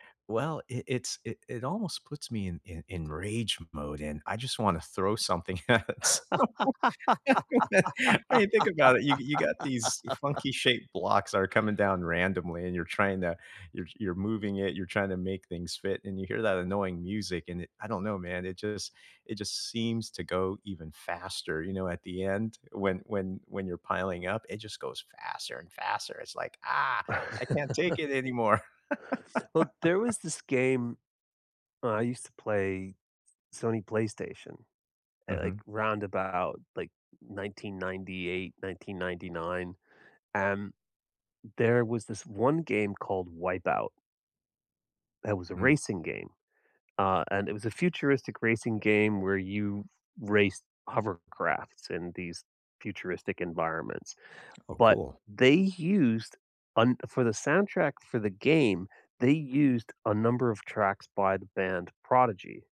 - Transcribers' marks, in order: laughing while speaking: "at it. So"; laugh; unintelligible speech; chuckle; laugh; other background noise
- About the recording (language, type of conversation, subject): English, unstructured, Which movie, TV show, or video game music score motivates you when you need a boost, and why?